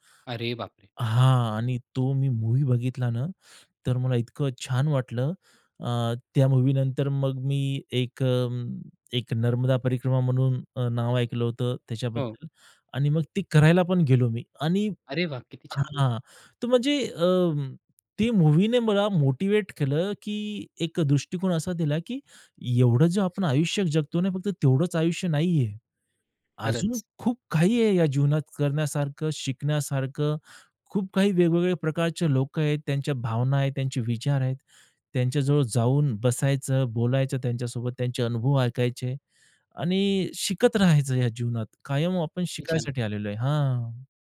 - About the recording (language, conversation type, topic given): Marathi, podcast, एखाद्या चित्रपटातील एखाद्या दृश्याने तुमच्यावर कसा ठसा उमटवला?
- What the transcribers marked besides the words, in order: in English: "मूव्ही"; in English: "मूव्हीनंतर"; anticipating: "अरे वाह! किती छान"; tapping; in English: "मूव्हीने"; other background noise